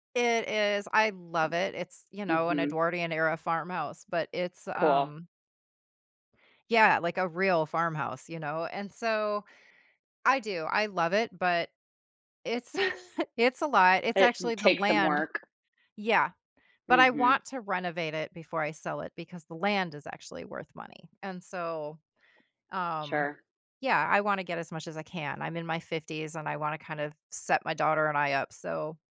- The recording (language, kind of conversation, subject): English, unstructured, How has remote work changed the way people balance their personal and professional lives?
- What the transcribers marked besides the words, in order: other background noise; chuckle